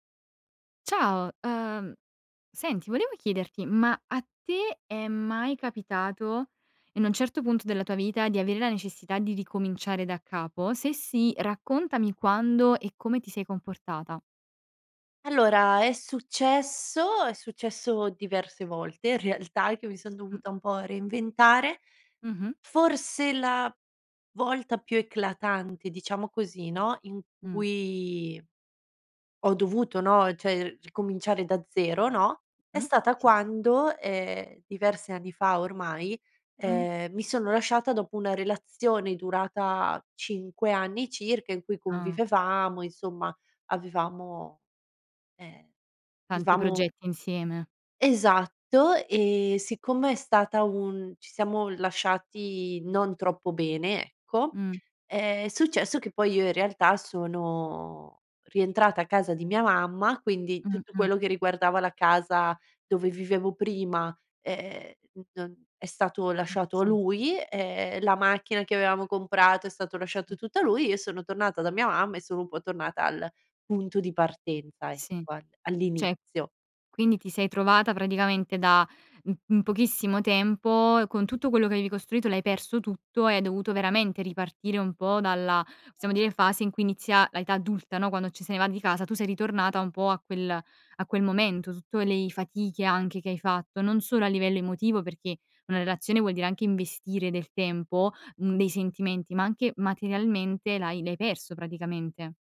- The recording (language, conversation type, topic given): Italian, podcast, Ricominciare da capo: quando ti è successo e com’è andata?
- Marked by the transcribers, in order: "in" said as "en"; "un" said as "on"; tapping; laughing while speaking: "in realtà"; other background noise; "cioè" said as "ceh"; "vivevamo" said as "vivamo"; "Cioè" said as "ceh"; "avevi" said as "avei"